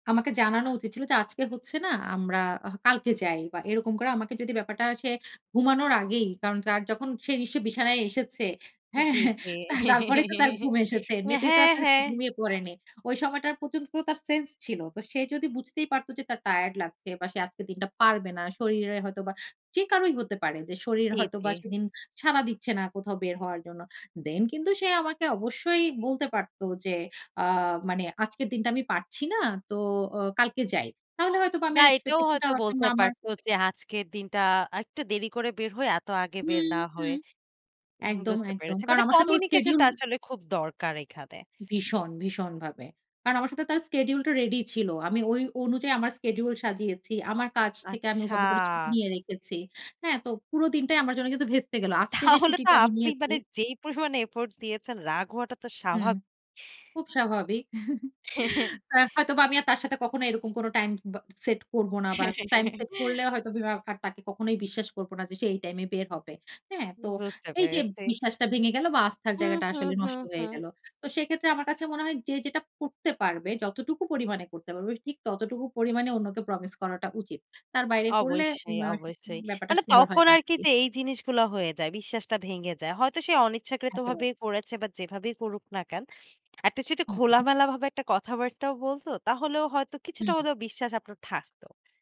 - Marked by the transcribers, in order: laughing while speaking: "হ্যাঁ? তা তারপরেই"; chuckle; in English: "sense"; in English: "Then"; in English: "expectation"; in English: "communication"; in English: "schedule"; drawn out: "আচ্ছা"; laughing while speaking: "তাহলে তো আপনি মানে যেই পরিমাণে এফোর্ট"; chuckle; "হয়তোবা" said as "হয়তোবিবা"; chuckle
- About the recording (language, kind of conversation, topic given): Bengali, podcast, আপনি কীভাবে প্রমাণ করেন যে আপনি আপনার প্রতিশ্রুতি রাখেন?